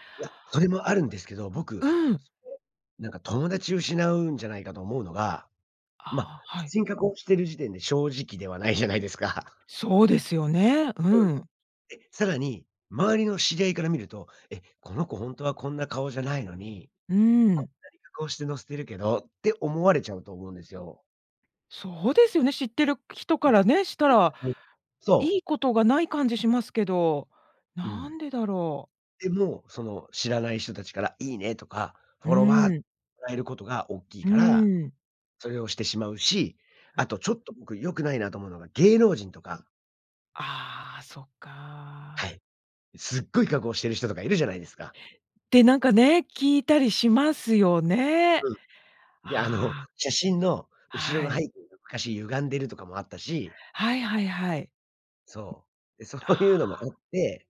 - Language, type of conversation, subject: Japanese, podcast, 写真加工やフィルターは私たちのアイデンティティにどのような影響を与えるのでしょうか？
- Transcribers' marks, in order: laughing while speaking: "ないじゃないですか"; unintelligible speech; laughing while speaking: "そういうのもあって"